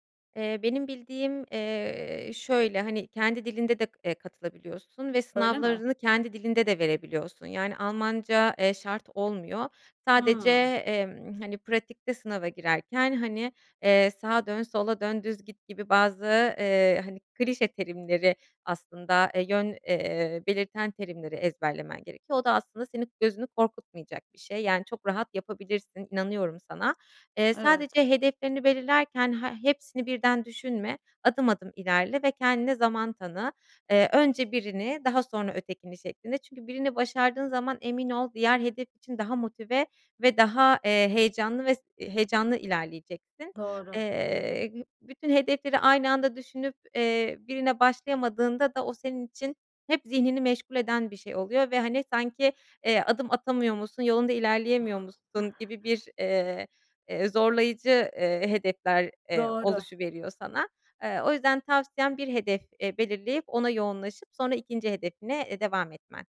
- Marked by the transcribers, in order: other background noise; chuckle; other noise
- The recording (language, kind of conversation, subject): Turkish, advice, Hedefler koymama rağmen neden motive olamıyor ya da hedeflerimi unutuyorum?